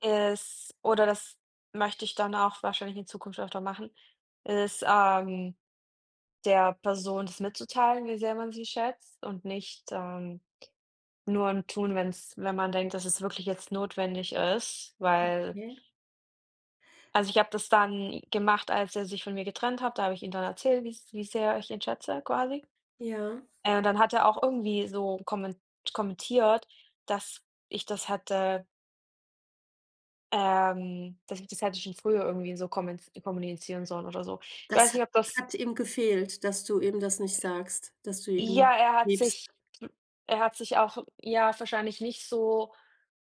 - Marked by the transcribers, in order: other noise; other background noise
- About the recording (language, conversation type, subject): German, unstructured, Wie zeigst du deinem Partner, dass du ihn schätzt?